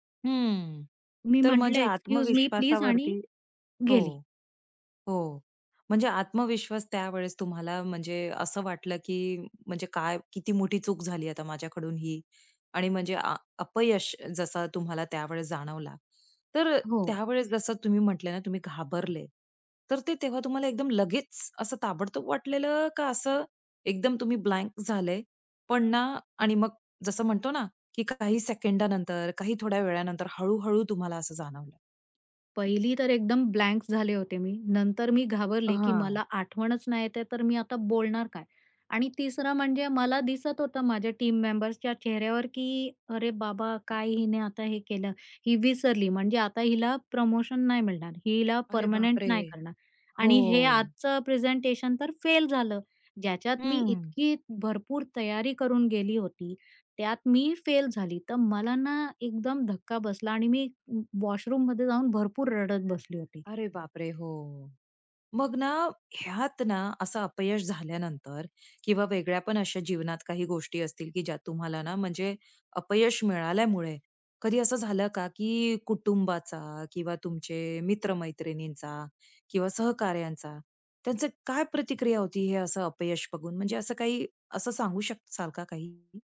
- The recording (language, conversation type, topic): Marathi, podcast, कामातील अपयशांच्या अनुभवांनी तुमची स्वतःची ओळख कशी बदलली?
- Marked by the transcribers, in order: drawn out: "हं"; in English: "एक्सक्यूज मी प्लीज"; tapping; in English: "ब्लँक"; in English: "ब्लँक"; drawn out: "हां"; other background noise; in English: "टीम मेंबर्सच्या"; angry: "अरे बाबा काय हिने आता हे केलं"; in English: "प्रमोशन"; drawn out: "अरे बापरे! हो"; surprised: "अरे बापरे!"; in English: "पर्मनंट"; stressed: "फेल झालं"; drawn out: "हं"; sad: "ना एकदम धक्का बसला"; horn; drawn out: "अरे बापरे! हो"; surprised: "अरे बापरे!"; "शकाल" said as "शकसाल"